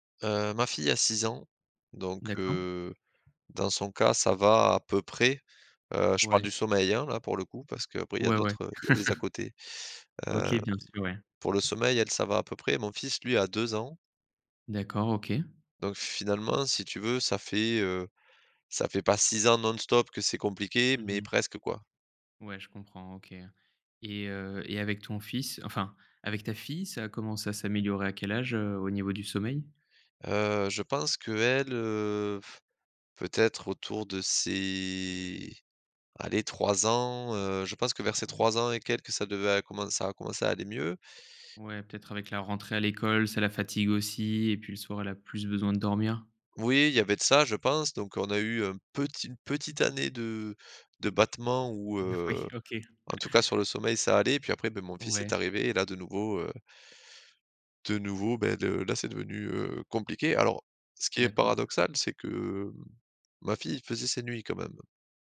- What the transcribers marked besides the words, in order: tapping; chuckle; drawn out: "ses"; laughing while speaking: "N Oui, OK"; chuckle
- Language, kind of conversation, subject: French, advice, Comment puis-je réduire la fatigue mentale et le manque d’énergie pour rester concentré longtemps ?